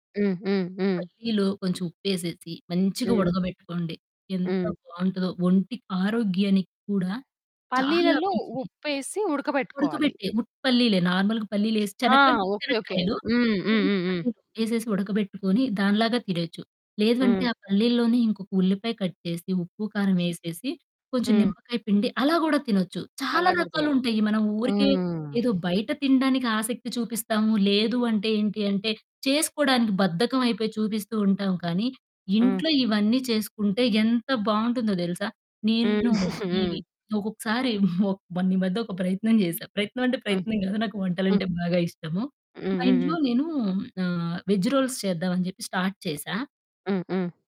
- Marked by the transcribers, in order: in English: "నార్మల్‌గా"; other background noise; unintelligible speech; in English: "కట్"; distorted speech; giggle; chuckle; in English: "వేగ్ రోల్స్"; in English: "స్టార్ట్"
- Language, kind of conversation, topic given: Telugu, podcast, వర్షం పడుతున్నప్పుడు మీకు తినాలనిపించే వంటకం ఏది?